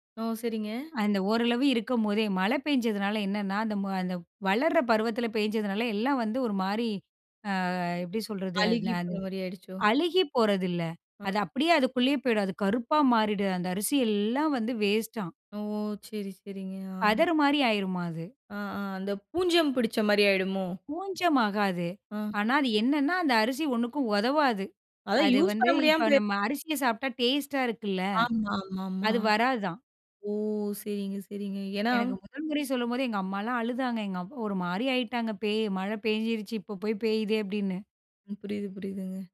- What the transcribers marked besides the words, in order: drawn out: "ஓ!"
- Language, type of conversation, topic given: Tamil, podcast, மழைக்காலமும் வறண்ட காலமும் நமக்கு சமநிலையை எப்படி கற்பிக்கின்றன?